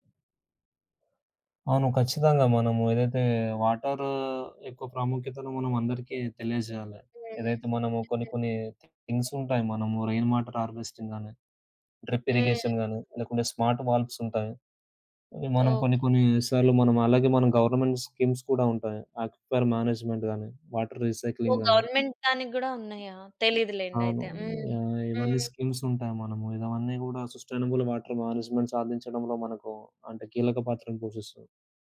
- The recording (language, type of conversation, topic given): Telugu, podcast, మనం రోజువారీ జీవితంలో నీటిని వృథా చేయకుండా ఎలా జీవించాలి?
- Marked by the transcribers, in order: in English: "రెయిన్ వాటర్ హార్వెస్టింగ్"; in English: "డ్రిప్ ఇరిగేషన్"; in English: "స్మార్ట్ వాల్వ్స్"; in English: "గవర్నమెంట్ స్కీమ్స్"; in English: "ఆక్విఫైర్ మేనేజ్మెంట్"; in English: "వాటర్ రీసైక్లింగ్"; in English: "గవర్నమెంట్"; in English: "స్కీమ్స్"; in English: "సస్టెయినబుల్ వాటర్ మేనేజ్మెంట్"